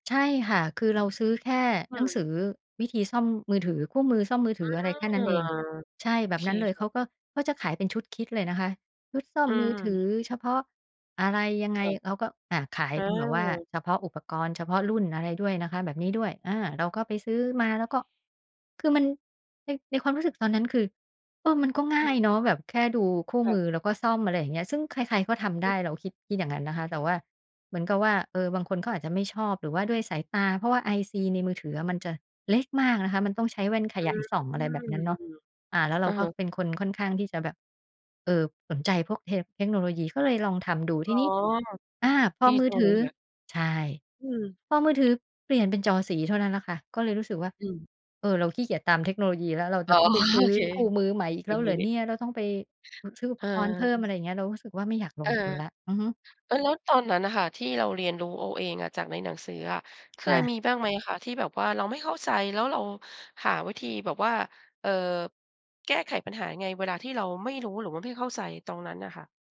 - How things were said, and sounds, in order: tapping; laughing while speaking: "อ๋อ โอเค"; other noise
- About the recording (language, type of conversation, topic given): Thai, podcast, คุณเลือกงานโดยให้ความสำคัญกับเงินหรือความสุขมากกว่ากัน?